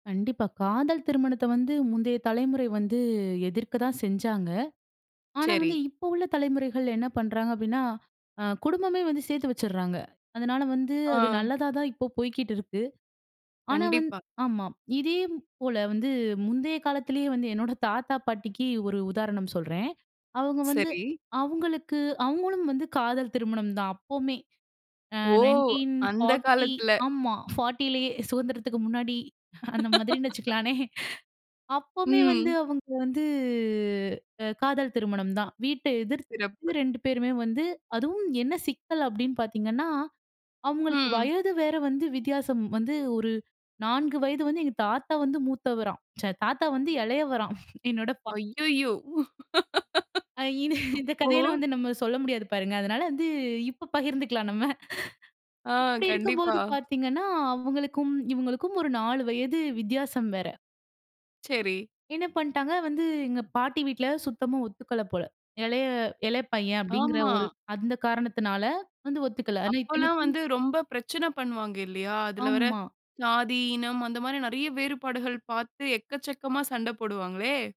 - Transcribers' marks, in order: other background noise; laugh; laughing while speaking: "மாதிரின்னு வச்சுக்கலானே"; laughing while speaking: "அ இந் இந்த கதையெல்லாம் வந்து"; laugh
- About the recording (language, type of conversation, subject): Tamil, podcast, மக்கள் காதல் மற்றும் திருமண எண்ணங்களில் தலைமுறை வேறுபாடு எப்படி தெரிகிறது?